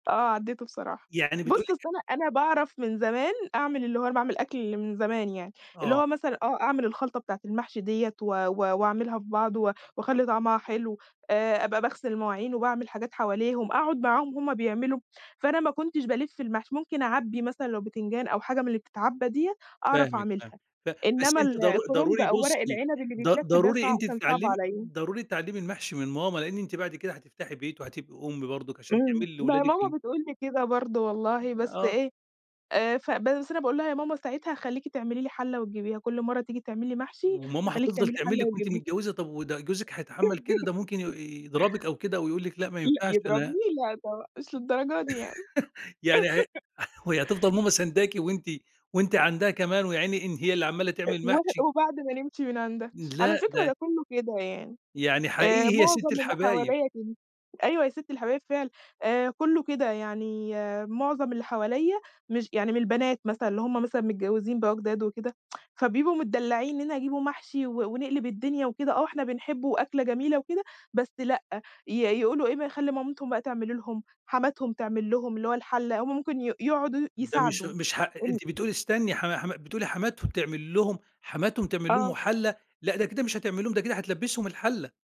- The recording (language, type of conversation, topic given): Arabic, podcast, إيه الأكلة اللي بتفكّرك بأصلك؟
- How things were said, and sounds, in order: laugh; tapping; laugh; tsk